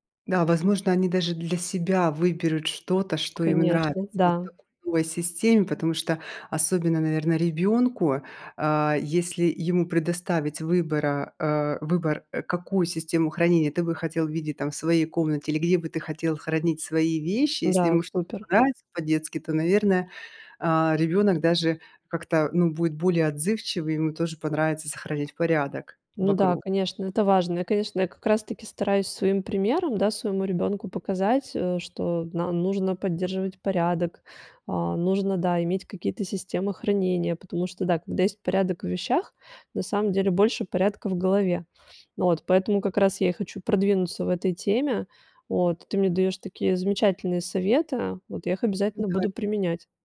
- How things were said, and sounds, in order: none
- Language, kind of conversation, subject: Russian, advice, Как справиться с накоплением вещей в маленькой квартире?